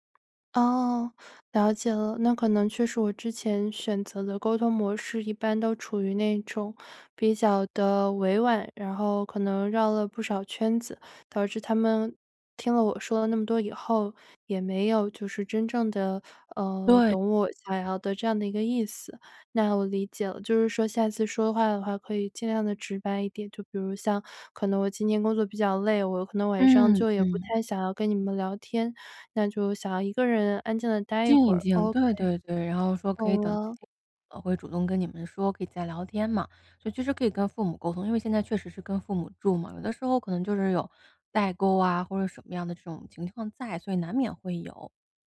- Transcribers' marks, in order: other background noise
- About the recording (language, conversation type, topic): Chinese, advice, 在家如何放松又不感到焦虑？